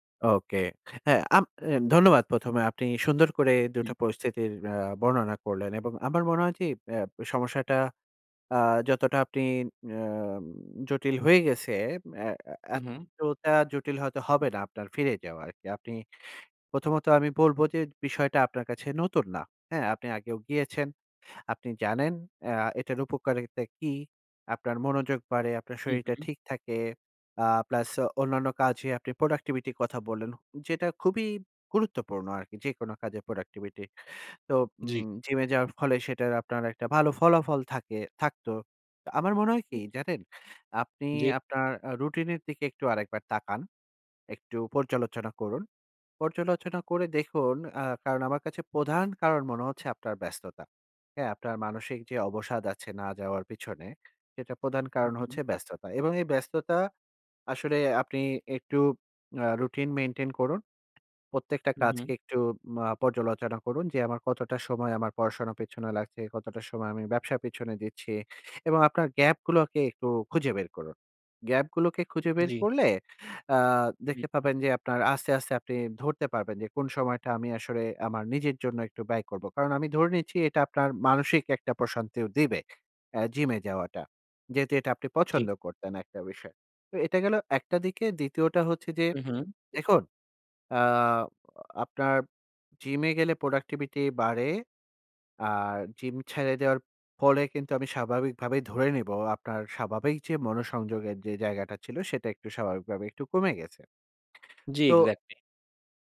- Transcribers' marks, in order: tapping
- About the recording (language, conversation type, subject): Bengali, advice, জিমে যাওয়ার উৎসাহ পাচ্ছি না—আবার কীভাবে আগ্রহ ফিরে পাব?